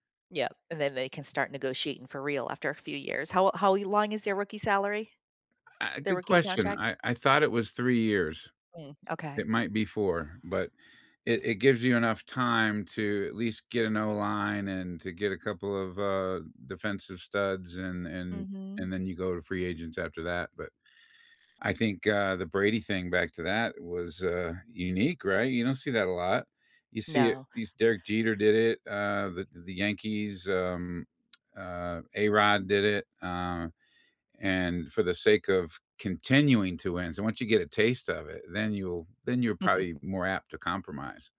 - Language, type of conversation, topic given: English, unstructured, Is it fair to negotiate your salary during a job interview?
- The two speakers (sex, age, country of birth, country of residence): female, 55-59, United States, United States; male, 55-59, United States, United States
- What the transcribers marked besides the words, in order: other background noise; chuckle